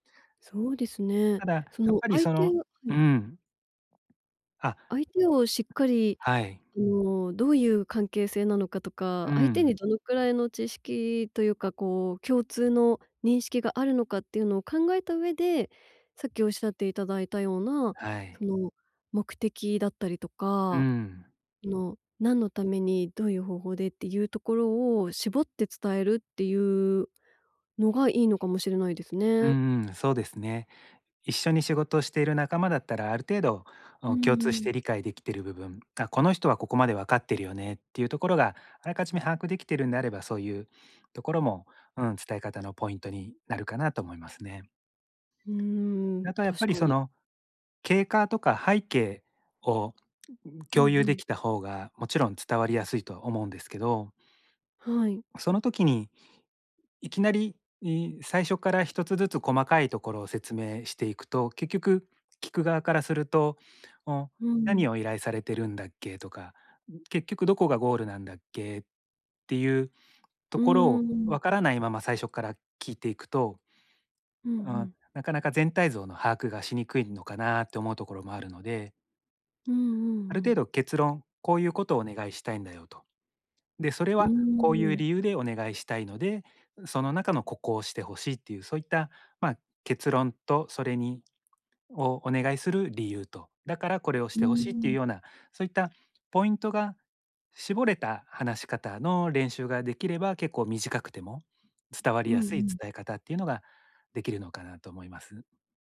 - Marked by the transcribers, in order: tapping; other background noise
- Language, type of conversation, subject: Japanese, advice, 短時間で会議や発表の要点を明確に伝えるには、どうすればよいですか？